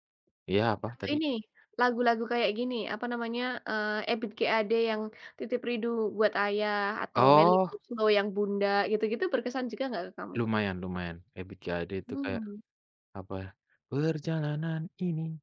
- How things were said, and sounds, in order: singing: "perjalanan ini"
- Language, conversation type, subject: Indonesian, unstructured, Apa yang membuat sebuah lagu terasa berkesan?